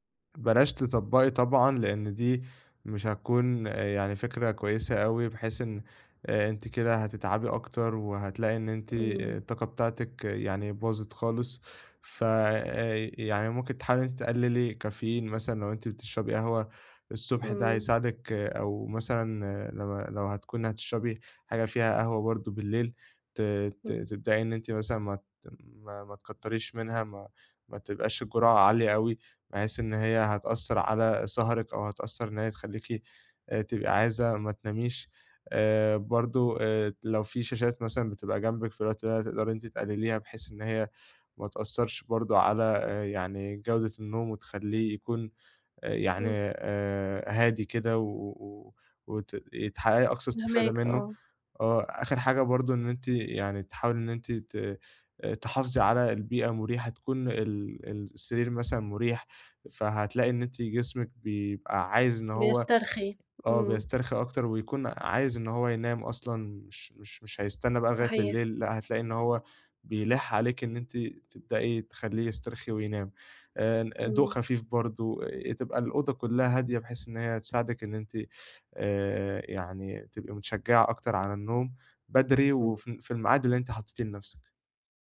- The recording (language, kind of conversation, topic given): Arabic, advice, إزاي أعمل روتين بليل ثابت ومريح يساعدني أنام بسهولة؟
- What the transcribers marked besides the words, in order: none